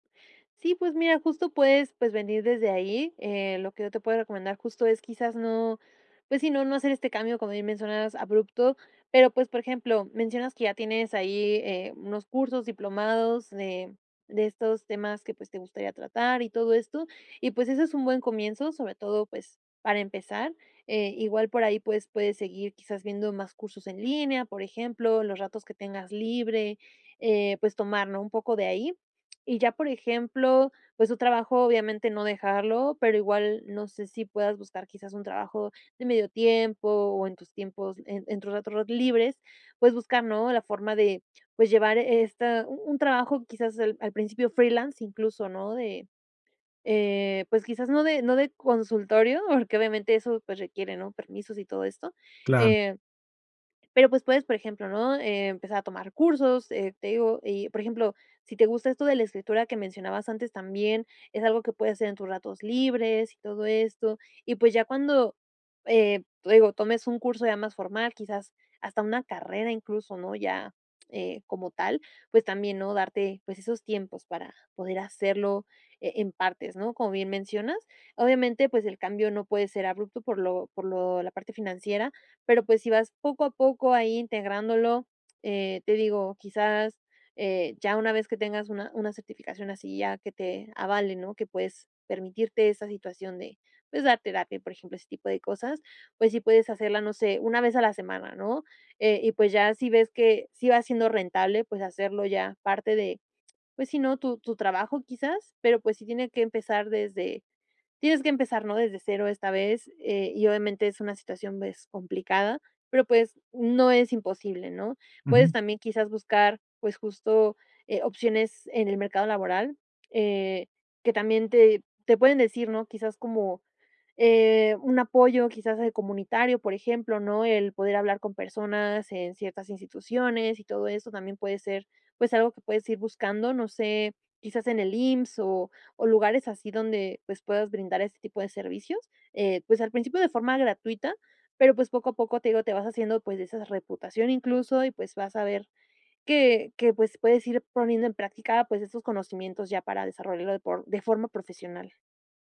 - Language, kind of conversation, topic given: Spanish, advice, ¿Cómo puedo decidir si debo cambiar de carrera o de rol profesional?
- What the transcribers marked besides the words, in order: tapping